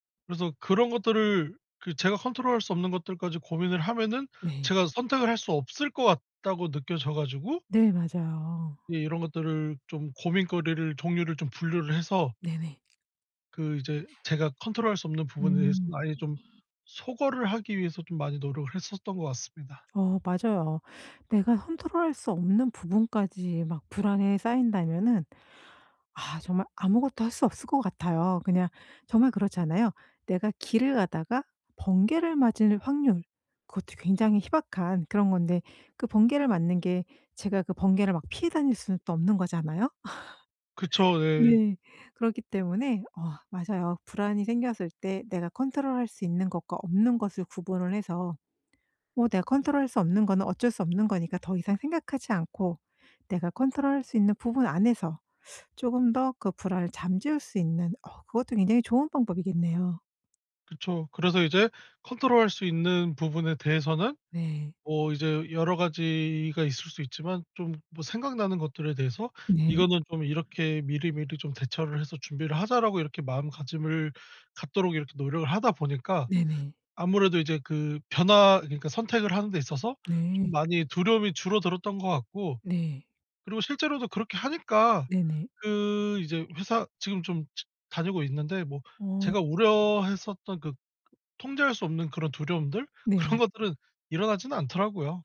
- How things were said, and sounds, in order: other background noise; laugh; laughing while speaking: "그런 것들은"
- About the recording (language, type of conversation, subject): Korean, podcast, 변화가 두려울 때 어떻게 결심하나요?